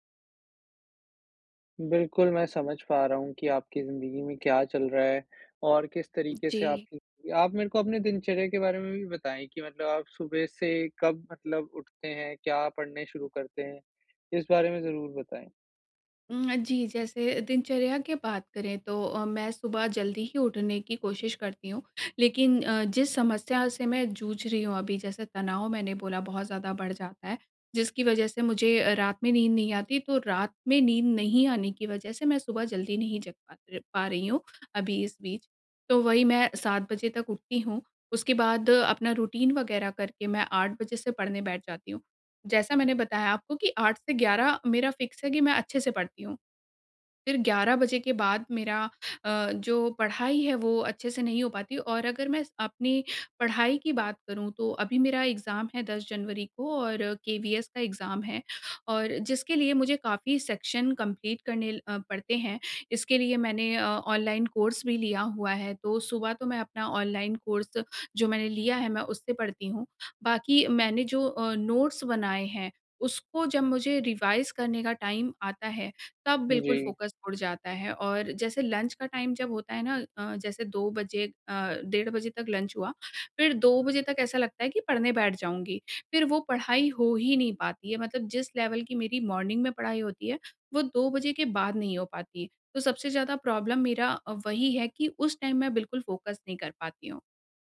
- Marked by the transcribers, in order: in English: "रुटीन"; in English: "फ़िक्स"; in English: "एग्ज़ाम"; in English: "एग्ज़ाम"; in English: "सेक्शन कम्प्लीट"; in English: "कोर्स"; in English: "कोर्स"; in English: "नोट्स"; in English: "रिवाइज़"; in English: "टाइम"; in English: "फ़ोकस"; in English: "लंच"; in English: "टाइम"; in English: "लंच"; in English: "लेवल"; in English: "मॉर्निंग"; in English: "प्रॉब्लम"; in English: "टाइम"; in English: "फ़ोकस"
- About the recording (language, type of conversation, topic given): Hindi, advice, मानसिक धुंधलापन और फोकस की कमी